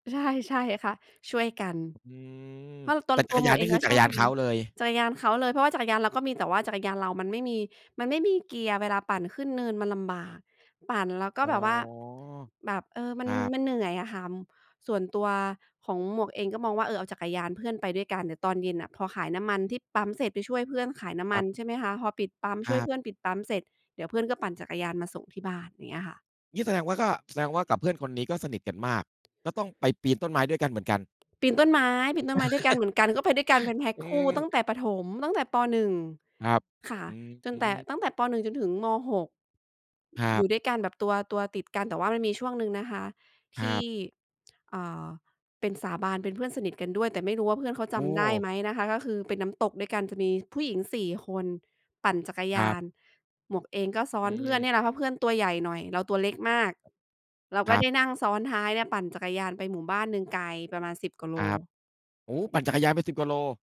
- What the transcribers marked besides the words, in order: laughing while speaking: "ใช่ ๆ ค่ะ"; tapping; other background noise; laugh
- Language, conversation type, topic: Thai, unstructured, เวลานึกถึงวัยเด็ก คุณชอบคิดถึงอะไรที่สุด?